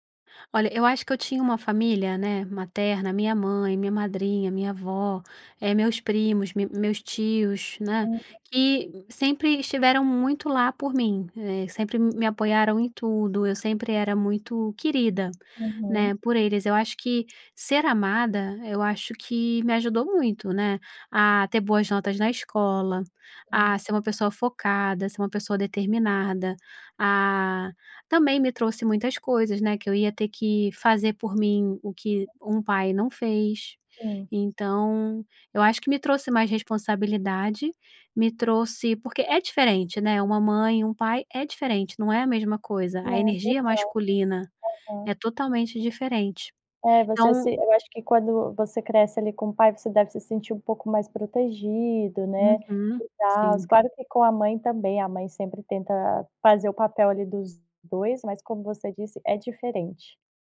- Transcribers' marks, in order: tapping; other background noise; unintelligible speech
- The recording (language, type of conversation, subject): Portuguese, podcast, Como você pode deixar de se ver como vítima e se tornar protagonista da sua vida?